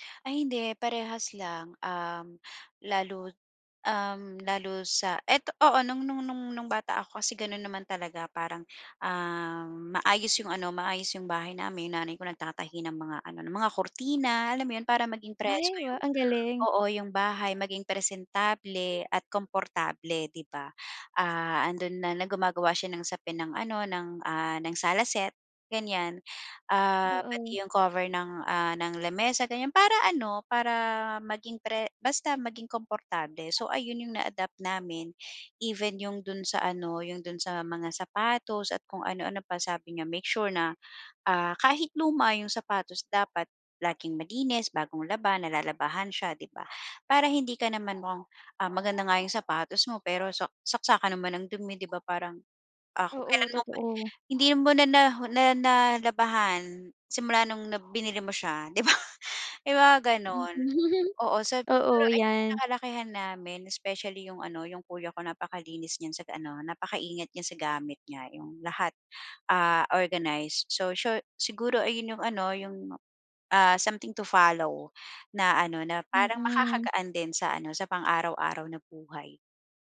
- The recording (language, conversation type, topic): Filipino, podcast, Paano mo inaayos ang maliit na espasyo para mas kumportable?
- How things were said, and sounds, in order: in English: "na-adapt"; dog barking; other animal sound; laughing while speaking: "'di ba"; chuckle; gasp